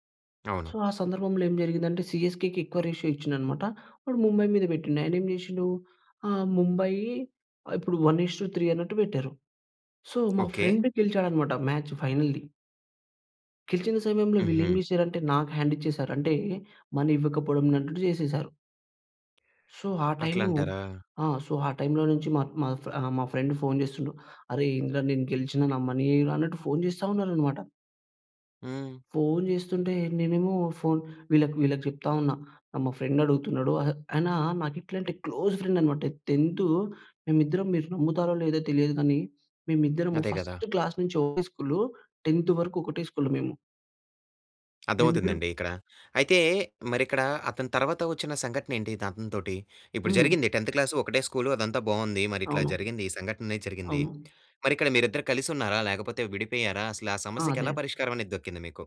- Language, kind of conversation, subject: Telugu, podcast, పాత స్నేహాలను నిలుపుకోవడానికి మీరు ఏమి చేస్తారు?
- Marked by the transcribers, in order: in English: "సో"; in English: "సీఎస్‌కేకి"; in English: "రేషియో"; in English: "వన్ ఇస్ టు త్రీ"; in English: "సో"; in English: "ఫ్రెండ్"; in English: "మ్యాచ్"; in English: "మనీ"; in English: "సో"; in English: "సో"; in English: "ఫ్రెండ్"; in English: "మనీ"; in English: "క్లోజ్"; in English: "ఫస్ట్ క్లాస్"; stressed: "ఫస్ట్"; "దక్కింది" said as "దొక్కింది"